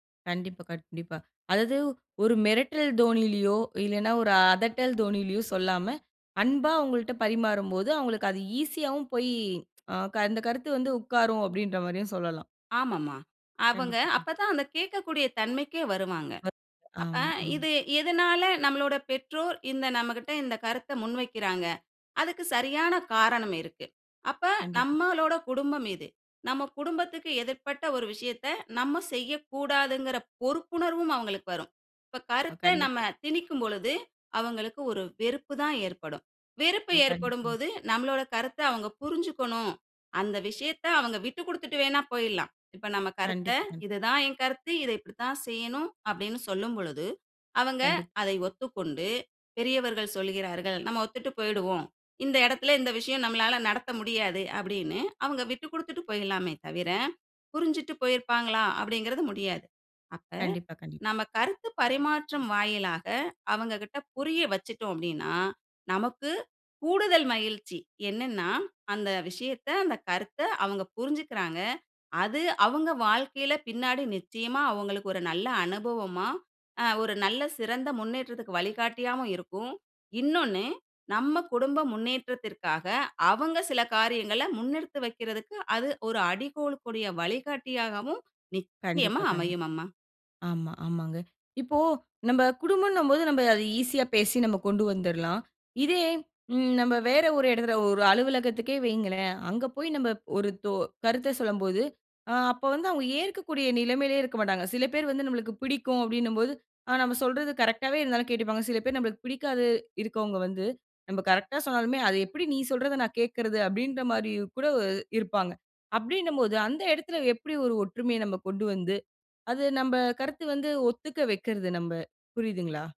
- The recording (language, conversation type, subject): Tamil, podcast, கருத்து வேறுபாடுகள் இருந்தால் சமுதாயம் எப்படித் தன்னிடையே ஒத்துழைப்பை உருவாக்க முடியும்?
- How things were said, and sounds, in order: other background noise